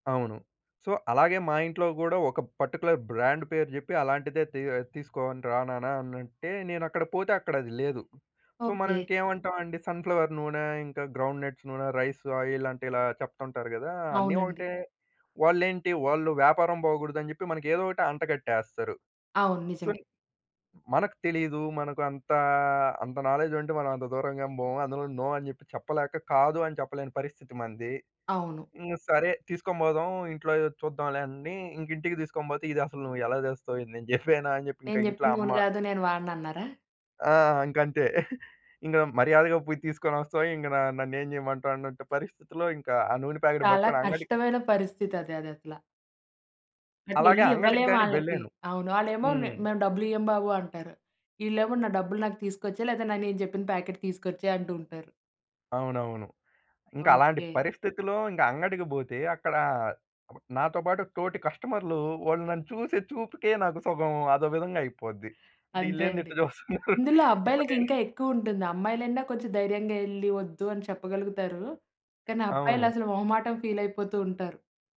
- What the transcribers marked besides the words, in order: in English: "సో"; in English: "పార్టిక్యులర్ బ్రాండ్"; in English: "సో"; in English: "సన్ ఫ్లవర్"; in English: "గ్రౌండ్ నట్స్"; in English: "రైస్"; in English: "సో"; drawn out: "మనకంతా"; in English: "నాలెడ్జ్"; in English: "నో"; giggle; in English: "ప్యాకెట్"; in English: "ప్యాకెట్"; chuckle; other background noise
- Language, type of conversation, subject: Telugu, podcast, ఇతరులకు “కాదు” అని చెప్పాల్సి వచ్చినప్పుడు మీకు ఎలా అనిపిస్తుంది?